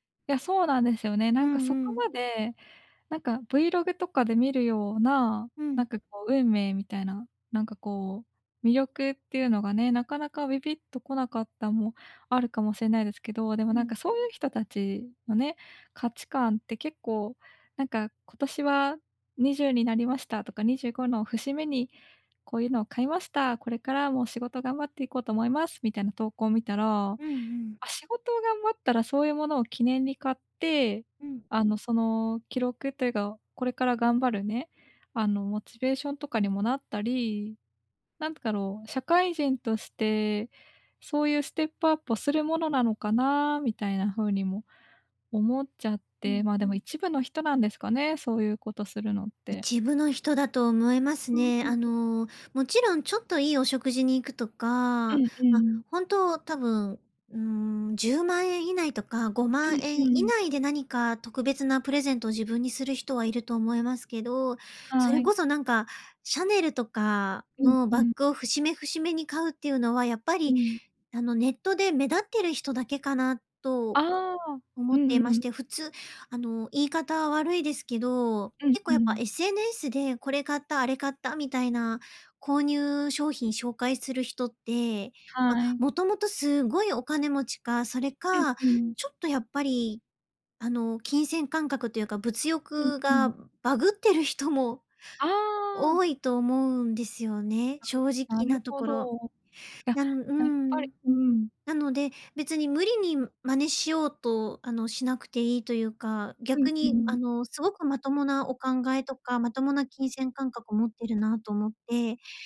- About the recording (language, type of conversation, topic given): Japanese, advice, 他人と比べて物を買いたくなる気持ちをどうすればやめられますか？
- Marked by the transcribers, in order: unintelligible speech; laughing while speaking: "バグってる人も"; unintelligible speech